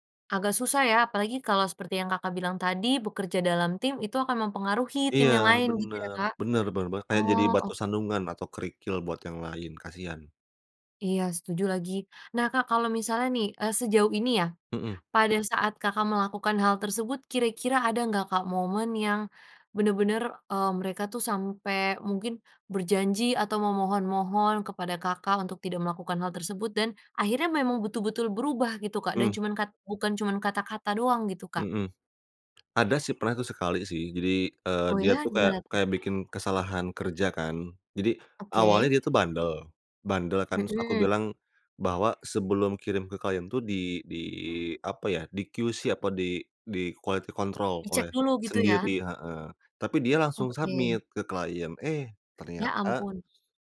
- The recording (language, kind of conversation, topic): Indonesian, podcast, Bagaimana cara membangun kepercayaan lewat tindakan, bukan cuma kata-kata?
- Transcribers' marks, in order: tapping; other background noise; in English: "quality control"; in English: "submit"